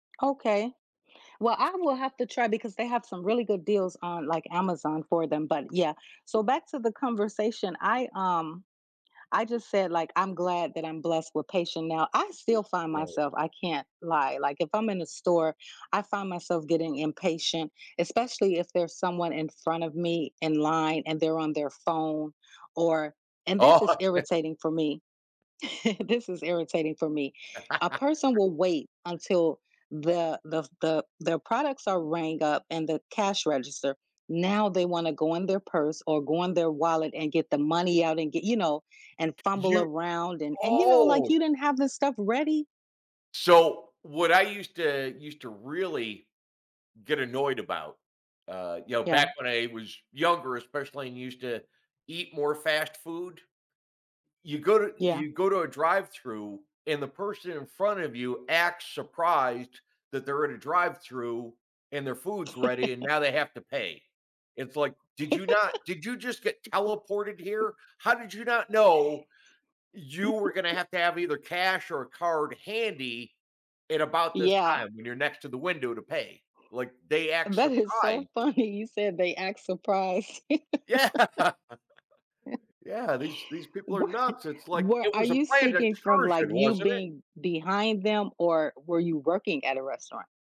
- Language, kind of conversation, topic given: English, unstructured, How can developing patience help us handle life's challenges more effectively?
- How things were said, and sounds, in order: tapping; other background noise; laughing while speaking: "Oh, okay"; chuckle; laugh; drawn out: "oh!"; chuckle; laugh; giggle; laughing while speaking: "funny"; laughing while speaking: "Yeah"; laugh; chuckle; laughing while speaking: "What"